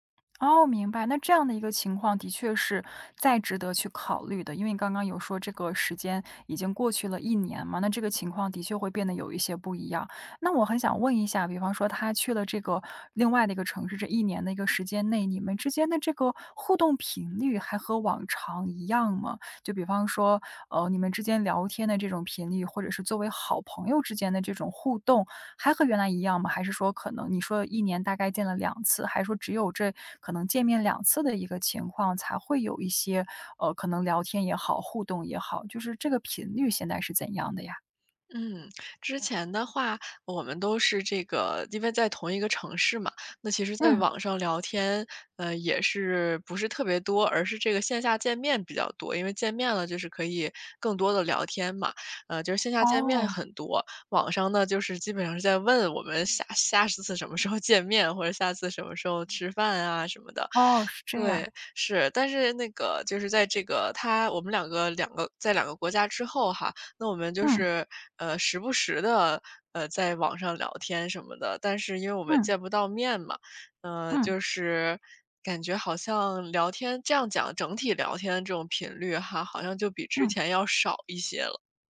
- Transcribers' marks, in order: laughing while speaking: "时候"
- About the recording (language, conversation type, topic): Chinese, advice, 我害怕表白会破坏友谊，该怎么办？